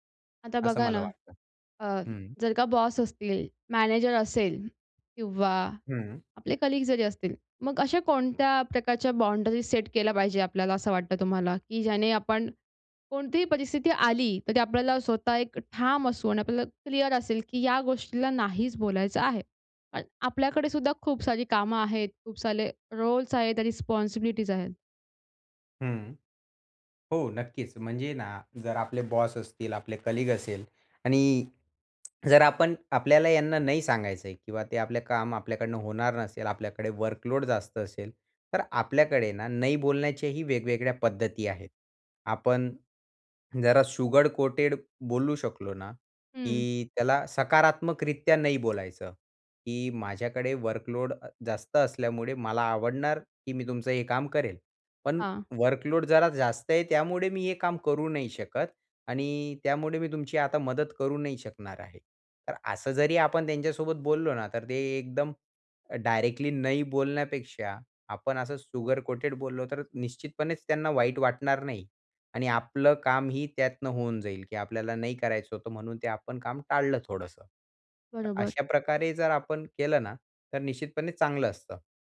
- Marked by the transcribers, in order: in English: "कलीग"; in English: "बाउंडरी सेट"; "सारे" said as "साले"; in English: "रोल्स"; other background noise; in English: "कलीग"; tapping; in English: "वर्कलोड"; in English: "शुगर कोटेड"; in English: "वर्कलोड"; in English: "वर्कलोड"; in English: "शुगर कोटेड"
- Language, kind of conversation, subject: Marathi, podcast, तुला ‘नाही’ म्हणायला कधी अवघड वाटतं?